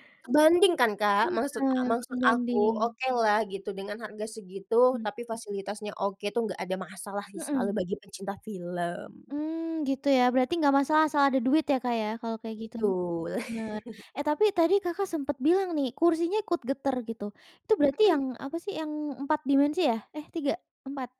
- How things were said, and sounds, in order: chuckle
- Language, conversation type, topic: Indonesian, podcast, Bagaimana pengalaman menonton di bioskop dibandingkan menonton di rumah lewat layanan streaming?